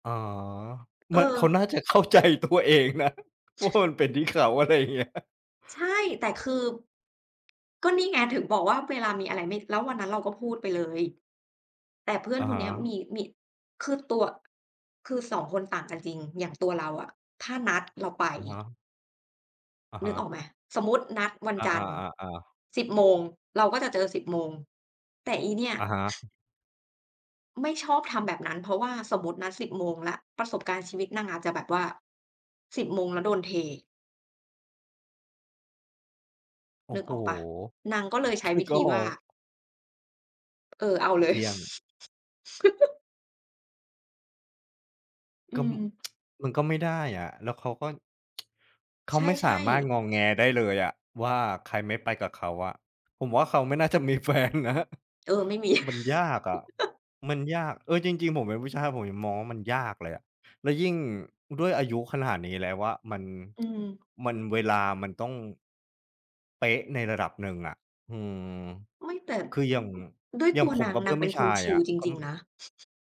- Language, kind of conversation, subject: Thai, unstructured, คุณเคยรู้สึกโมโหไหมเวลามีคนไม่เคารพเวลาของคุณ?
- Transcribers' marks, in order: tapping; laughing while speaking: "เข้าใจตัวเองนะ ว่ามันเป็นที่เขา อะไรอย่างเงี้ย"; other background noise; laugh; tsk; tsk; laughing while speaking: "แฟนนะ"; laugh; tsk